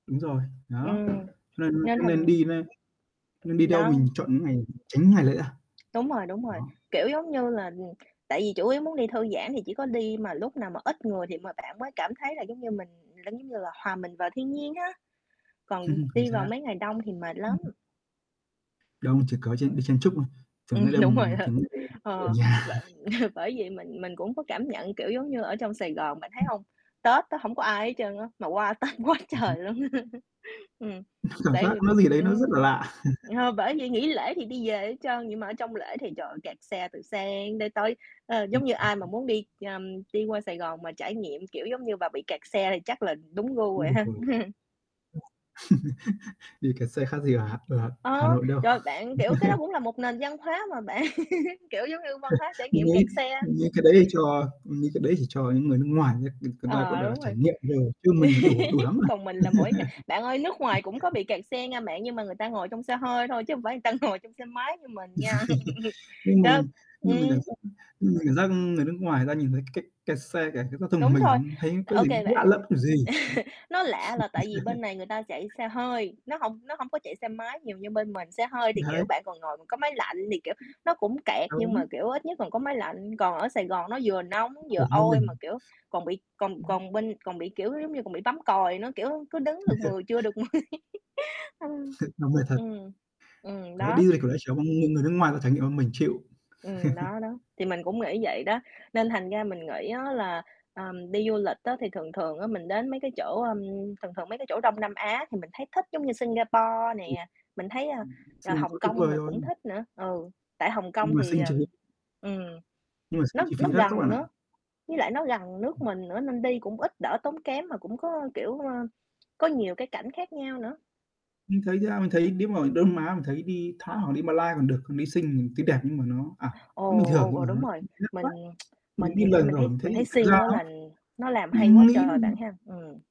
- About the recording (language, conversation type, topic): Vietnamese, unstructured, Bạn thích đi du lịch ở đâu nhất?
- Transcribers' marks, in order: static; tapping; other background noise; distorted speech; chuckle; laughing while speaking: "Ừm, đúng rồi á"; chuckle; unintelligible speech; laughing while speaking: "nhà"; laughing while speaking: "Tết quá trời luôn"; chuckle; chuckle; unintelligible speech; unintelligible speech; laugh; chuckle; chuckle; laughing while speaking: "bạn"; laugh; chuckle; laugh; laugh; other noise; laughing while speaking: "ta ngồi"; laugh; chuckle; unintelligible speech; chuckle; chuckle; chuckle; chuckle; laughing while speaking: "mười"; giggle; chuckle; tsk